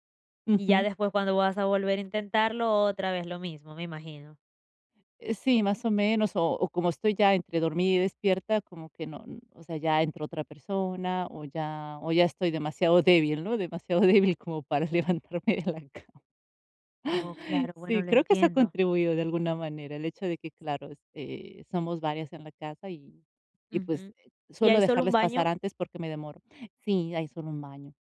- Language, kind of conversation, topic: Spanish, advice, ¿Por qué he vuelto a mis viejos hábitos después de un periodo de progreso?
- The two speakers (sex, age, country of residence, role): female, 20-24, United States, advisor; female, 40-44, Italy, user
- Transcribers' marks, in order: other background noise; laughing while speaking: "demasiado débil como para levantarme de la cama"